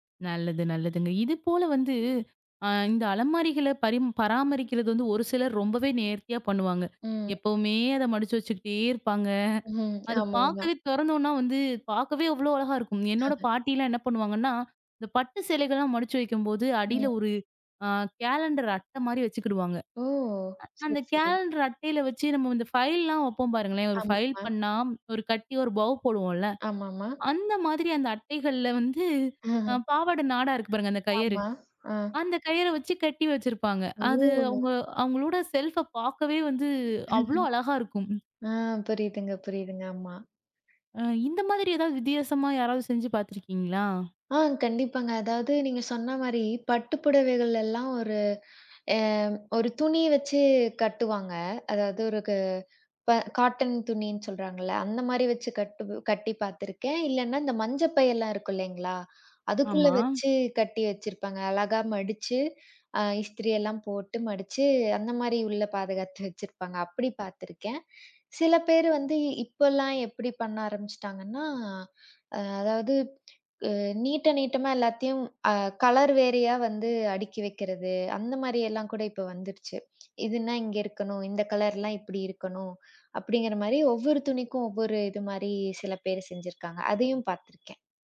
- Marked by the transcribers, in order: unintelligible speech; in English: "கேலண்டர்"; in English: "கேலண்டர்"; in English: "ஃபைல்"; in English: "ஃபைல்"; in English: "பவ்"; laugh; other noise; in English: "செல்ஃப்"; laugh; "ஆமா" said as "அம்மா"; in English: "காட்டன்"; in English: "கலர்"; in English: "கலர்"
- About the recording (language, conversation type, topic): Tamil, podcast, ஒரு சில வருடங்களில் உங்கள் அலமாரி எப்படி மாறியது என்று சொல்ல முடியுமா?